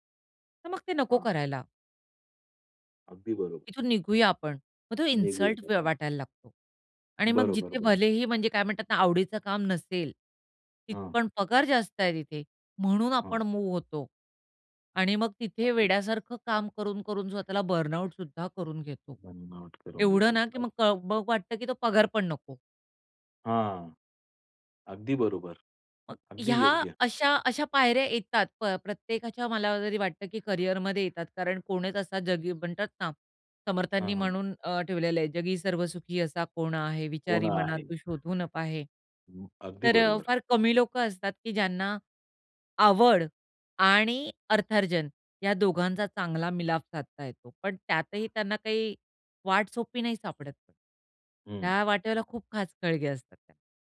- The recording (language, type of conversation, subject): Marathi, podcast, काम म्हणजे तुमच्यासाठी फक्त पगार आहे की तुमची ओळखही आहे?
- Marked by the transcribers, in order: in English: "इन्सल्ट"; in English: "मूव्ह"; unintelligible speech; in English: "बर्नआउट"; in English: "बर्नआउट"; laughing while speaking: "पगार"; bird; other noise